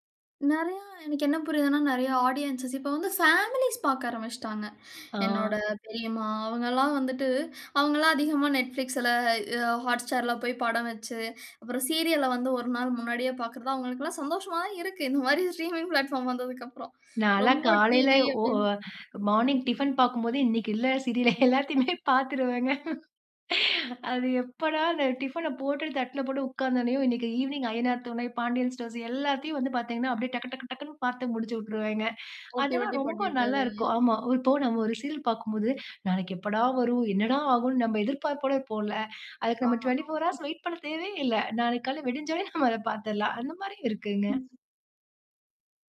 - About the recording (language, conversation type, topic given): Tamil, podcast, ஸ்ட்ரீமிங் தளங்கள் சினிமா அனுபவத்தை எவ்வாறு மாற்றியுள்ளன?
- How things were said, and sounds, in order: in English: "ஆடியன்ஸ்"; laughing while speaking: "இந்த மாரி ஸ்ட்ரீமிங் பிளாட்பார்ம் வந்ததுக்கப்புறம்"; in English: "ஸ்ட்ரீமிங் பிளாட்பார்ம்"; laughing while speaking: "நால்லாம் காலையில ஒ ஒ மார்னிங் … அந்த மாரியும் இருக்குங்க"; in English: "மார்னிங் டிஃபன்"; in English: "ட்வெண்ட்டி ஃபோர் ஹார்ஸ் வெயிட்"; other noise